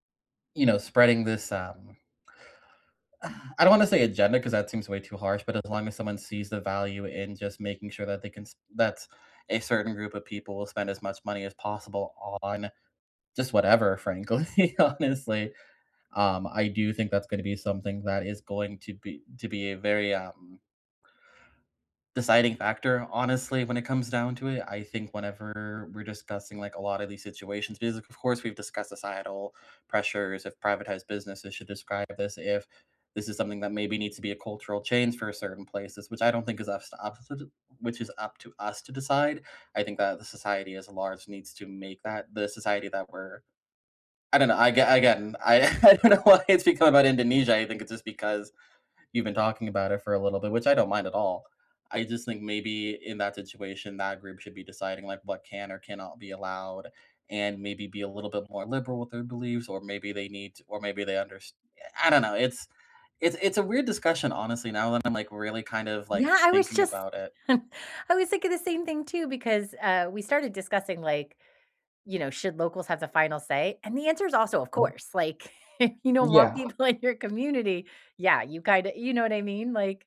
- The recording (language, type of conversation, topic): English, unstructured, Should locals have the final say over what tourists can and cannot do?
- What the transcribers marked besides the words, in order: sigh; laughing while speaking: "frankly, honestly"; laughing while speaking: "I I don't know why it's become about Indonesia"; other background noise; chuckle; chuckle; laughing while speaking: "people in your"